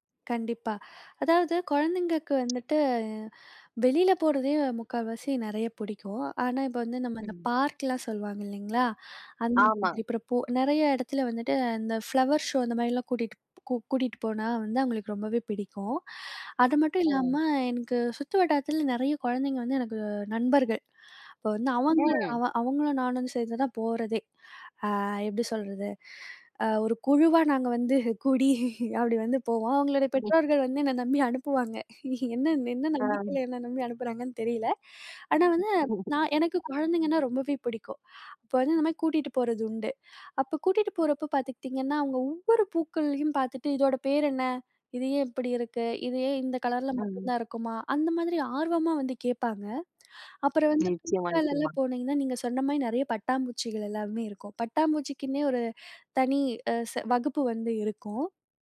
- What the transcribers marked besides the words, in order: tapping; other background noise; laugh
- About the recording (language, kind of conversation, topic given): Tamil, podcast, பிள்ளைகளை இயற்கையுடன் இணைக்க நீங்கள் என்ன பரிந்துரைகள் கூறுவீர்கள்?